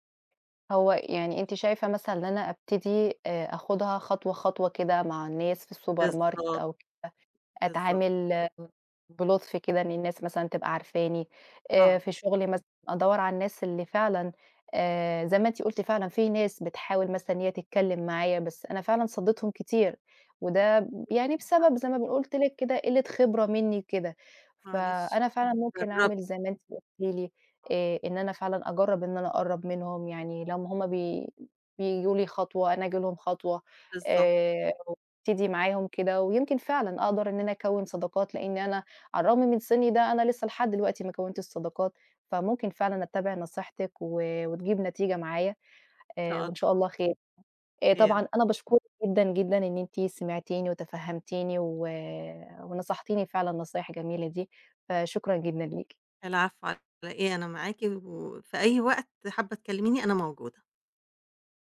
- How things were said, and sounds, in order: in English: "الsupermarket"; other background noise
- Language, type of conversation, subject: Arabic, advice, إزاي أقدر أتغلب على خوفي من إني أقرّب من الناس وافتَح كلام مع ناس ماعرفهمش؟